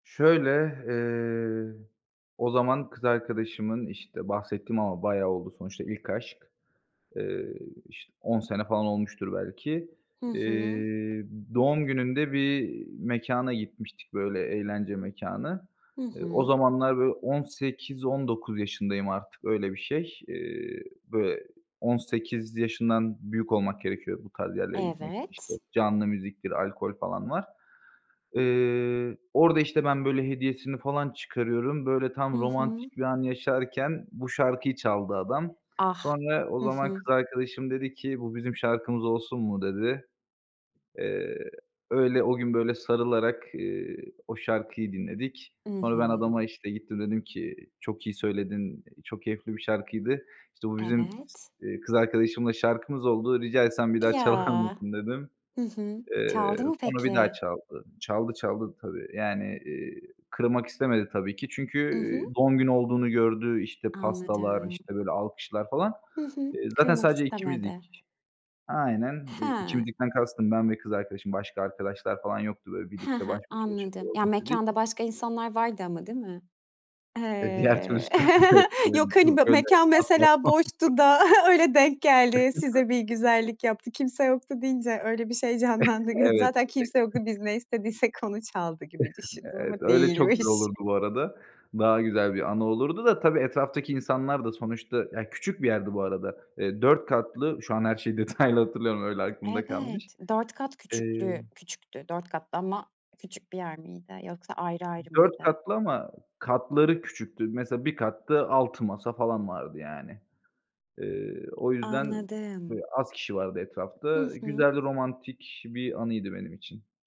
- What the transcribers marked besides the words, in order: other background noise; chuckle; laughing while speaking: "boştu da öyle denk geldi"; chuckle; unintelligible speech; unintelligible speech; chuckle; chuckle; laughing while speaking: "hatırlayamıyorum"
- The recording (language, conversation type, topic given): Turkish, podcast, İlk âşık olduğun zamanı hatırlatan bir şarkı var mı?